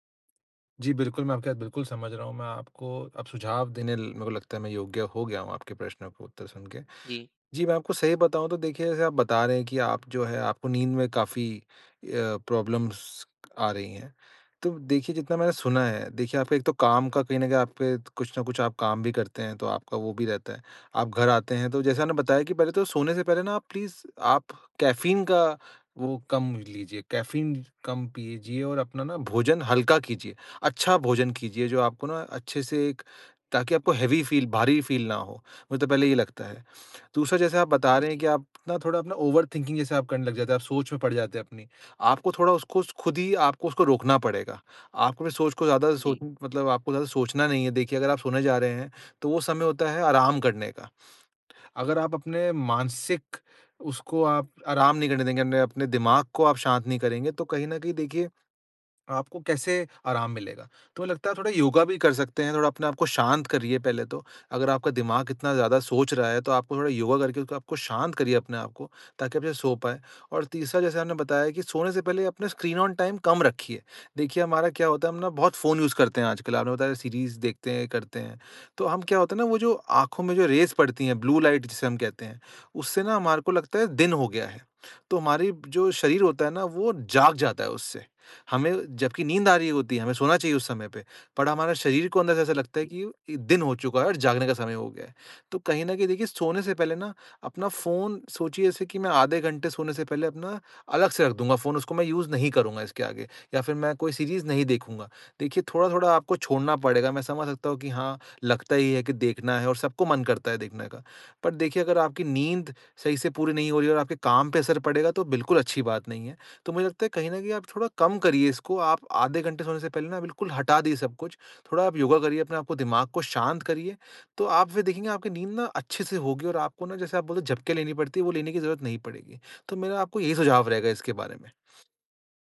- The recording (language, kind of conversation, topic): Hindi, advice, मैं अपने अनियमित नींद चक्र को कैसे स्थिर करूँ?
- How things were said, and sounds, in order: in English: "प्रॉब्लम्स"; in English: "प्लीज़"; in English: "हेवी फ़ील"; in English: "फ़ील"; in English: "ओवर थिंकिंग"; other background noise; in English: "स्क्रीन ऑन टाइम"; in English: "यूज़"; in English: "सीरीज़"; in English: "रेज़"; in English: "ब्लू लाइट"; in English: "बट"; in English: "यूज़"; in English: "सीरीज़"; sniff